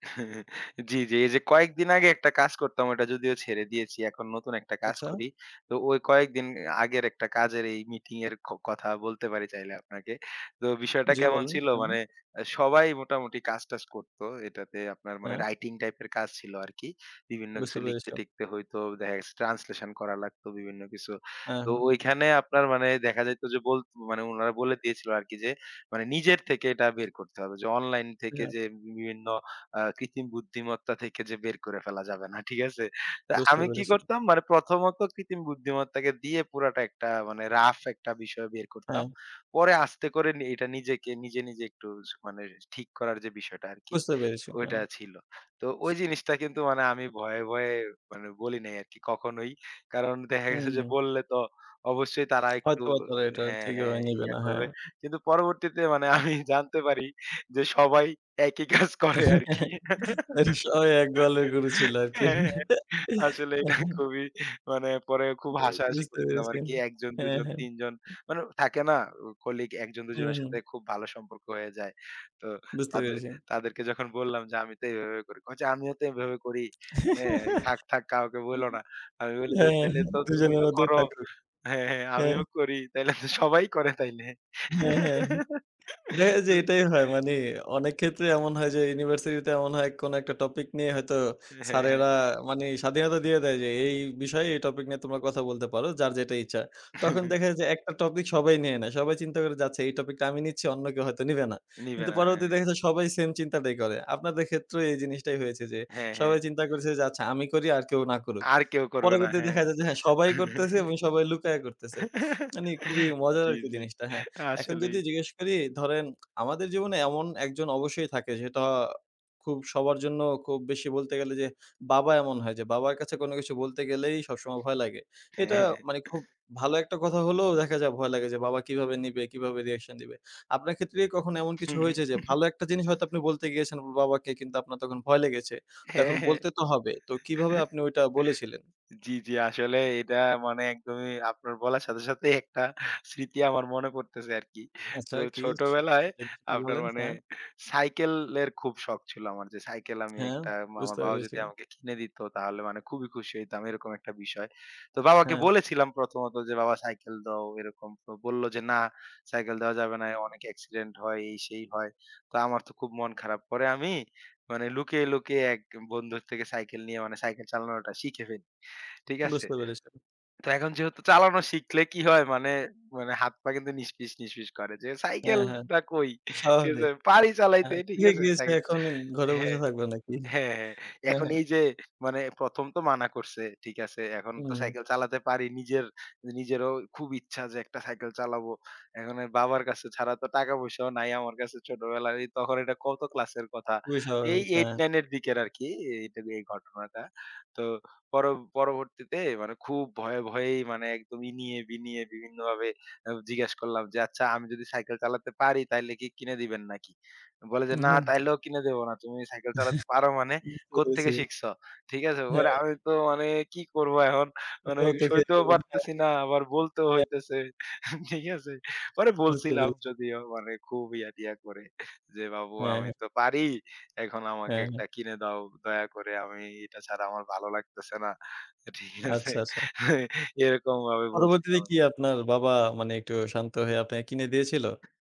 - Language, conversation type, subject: Bengali, podcast, নিজের কাজ নিয়ে কথা বলতে ভয় লাগে কি?
- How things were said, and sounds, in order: chuckle; in English: "ট্রান্সলেশন"; tapping; laughing while speaking: "কিন্তু পরবর্তীতে মানে আমি জানতে … আসলে এটা খুবই"; laugh; laughing while speaking: "অস সবাই এক গোয়ালের গরু ছিল আরকি"; laugh; laugh; laughing while speaking: "সবাই করে তাইলে"; laugh; chuckle; laugh; laughing while speaking: "আসলেই"; laughing while speaking: "হ্যাঁ"; in English: "রিঅ্যাকশন"; chuckle; chuckle; other background noise; chuckle; unintelligible speech; laughing while speaking: "ঠিক আছে?"; laughing while speaking: "ঠিক আছে? এরকমভাবে"